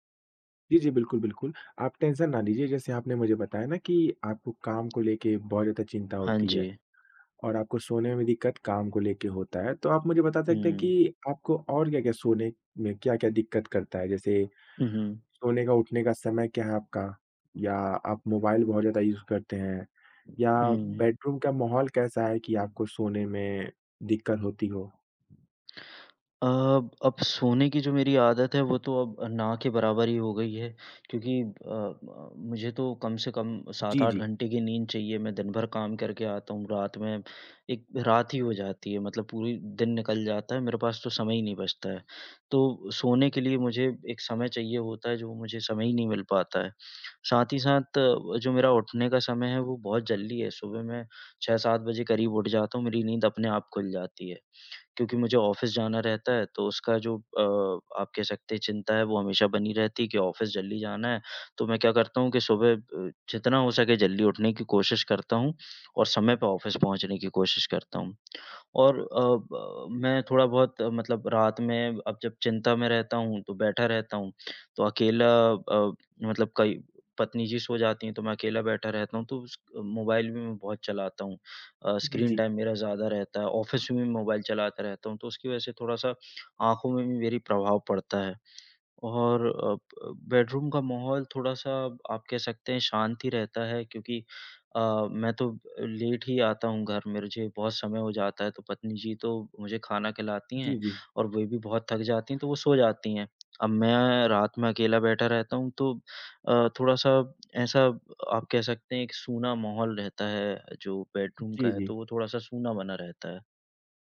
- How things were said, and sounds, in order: in English: "टेंशन"; in English: "यूज़"; in English: "बेडरूम"; in English: "ऑफ़िस"; in English: "ऑफ़िस"; in English: "ऑफ़िस"; in English: "स्क्रीन टाइम"; in English: "ऑफ़िस"; in English: "बेडरूम"; in English: "लेट"; "मुझे" said as "मिरझे"; in English: "बेडरूम"
- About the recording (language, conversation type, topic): Hindi, advice, सोने से पहले चिंता और विचारों का लगातार दौड़ना
- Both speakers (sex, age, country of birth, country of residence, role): male, 25-29, India, India, advisor; male, 25-29, India, India, user